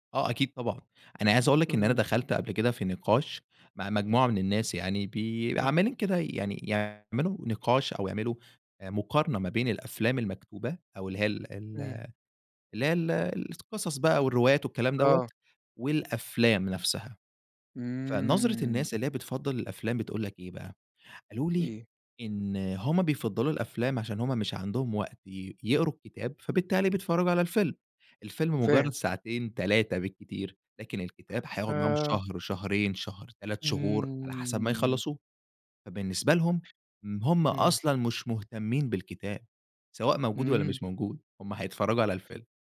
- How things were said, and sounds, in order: none
- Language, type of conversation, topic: Arabic, podcast, إزاي تِختم القصة بطريقة تخلّي الناس تفضل فاكرة وبتفكّر فيها؟